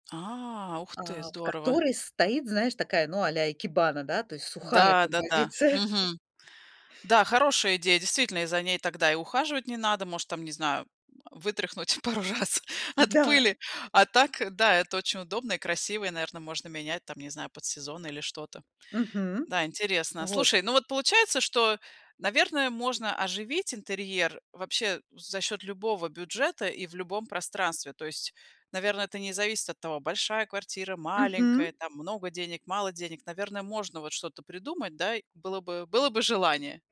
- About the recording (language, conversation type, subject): Russian, podcast, Как гармонично сочетать минимализм с яркими акцентами?
- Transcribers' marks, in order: drawn out: "А"; laughing while speaking: "композиция"; laughing while speaking: "пару раз от пыли"; other background noise; tapping